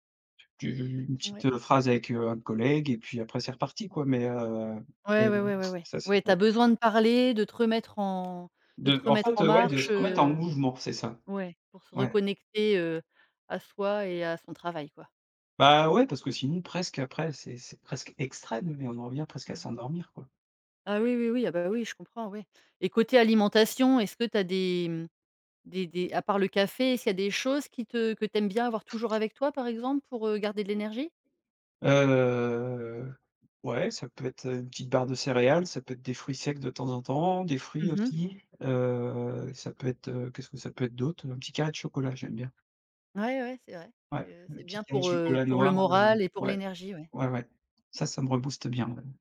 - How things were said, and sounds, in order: tapping; stressed: "extrême"; drawn out: "Heu"
- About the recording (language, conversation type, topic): French, podcast, Comment gères-tu les petites baisses d’énergie au cours de la journée ?
- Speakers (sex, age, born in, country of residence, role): female, 40-44, France, Netherlands, host; male, 35-39, France, France, guest